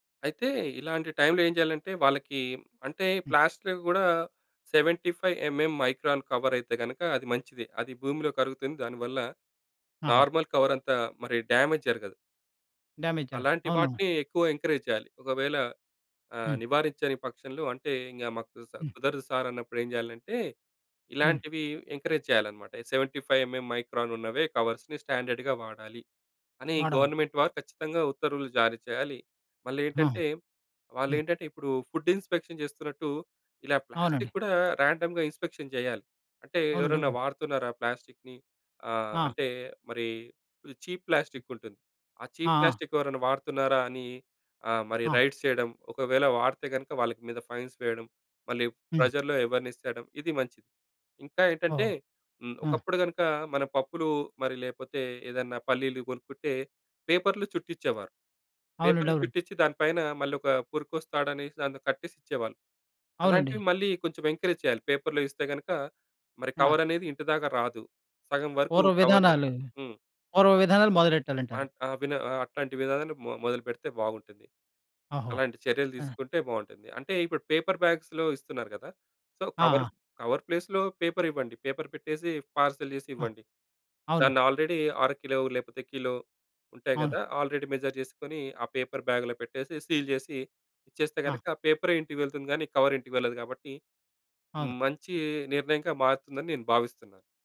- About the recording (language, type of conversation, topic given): Telugu, podcast, ప్లాస్టిక్ వాడకాన్ని తగ్గించడానికి మనం ఎలా మొదలుపెట్టాలి?
- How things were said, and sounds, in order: in English: "సెవెంటీ ఫైవ్ ఎంఎం మైక్రాన్ కవర్"; in English: "నార్మల్ కవర్"; in English: "డ్యామేజ్"; in English: "డ్యామేజ్"; in English: "ఎంకరేజ్"; in English: "ఎంకరేజ్"; in English: "సెవెంటీ ఫైవ్ ఎంఎం మైక్రాన్"; in English: "కవర్స్‌ని స్టాండర్డ్‌గా"; in English: "గవర్నమెంట్"; in English: "ఫుడ్ ఇన్‌స్పెక్షన్"; in English: "రాండమ్‌గా ఇన్‌స్పెక్షన్"; in English: "చీప్"; other background noise; in English: "చీప్"; in English: "రైడ్స్"; in English: "ఫైన్స్"; in English: "ఎవర్నెస్"; in English: "ఎంకరేజ్"; in English: "పేపర్‌లో"; in English: "కవర్‌ని"; in English: "పేపర్ బ్యాగ్స్‌లో"; in English: "సో"; in English: "కవర్ ప్లేస్‌లో పేపర్"; in English: "పేపర్"; in English: "పార్సెల్"; in English: "ఆల్రెడీ"; in English: "ఆల్రెడీ మెజర్"; in English: "పేపర్ బ్యాగ్‌లో"; in English: "సీల్"; in English: "కవర్"